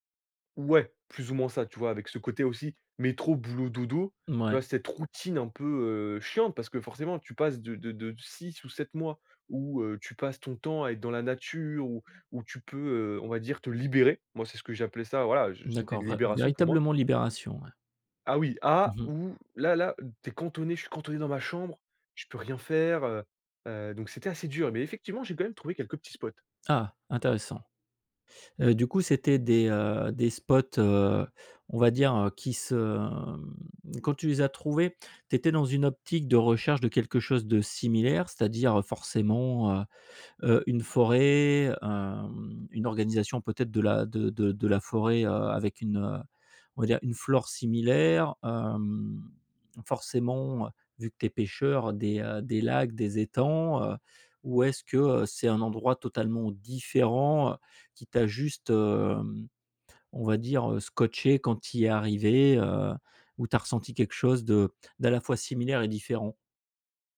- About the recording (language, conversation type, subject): French, podcast, Quel est l’endroit qui t’a calmé et apaisé l’esprit ?
- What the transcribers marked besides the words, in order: stressed: "libérer"; surprised: "Ah"; drawn out: "se"; drawn out: "forêt"